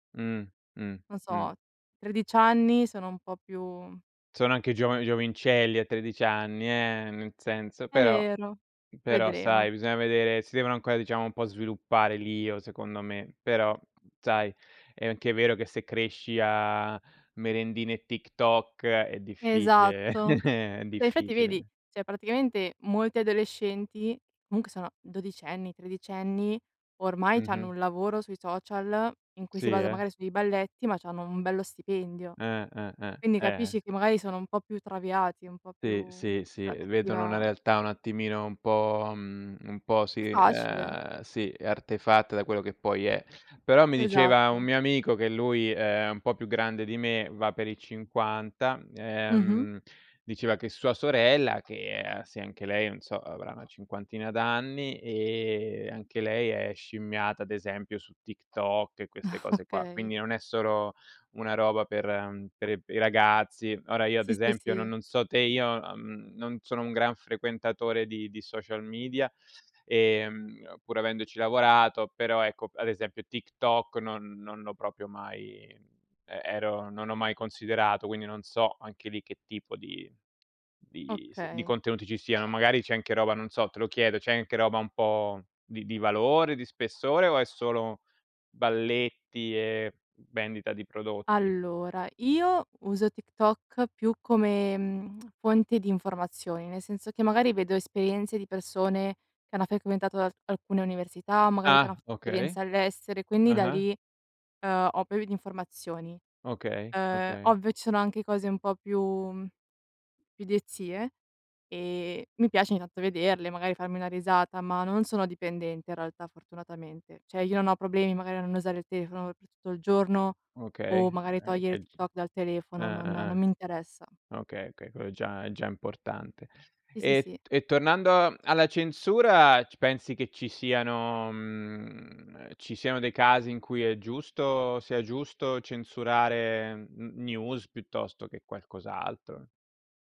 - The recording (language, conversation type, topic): Italian, unstructured, Pensi che la censura possa essere giustificata nelle notizie?
- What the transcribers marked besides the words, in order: chuckle; "cioè" said as "ceh"; "comunque" said as "munche"; tapping; chuckle; "proprio" said as "propio"; other background noise; tsk; "frequentato" said as "fequentato"; unintelligible speech; "Cioè" said as "ceh"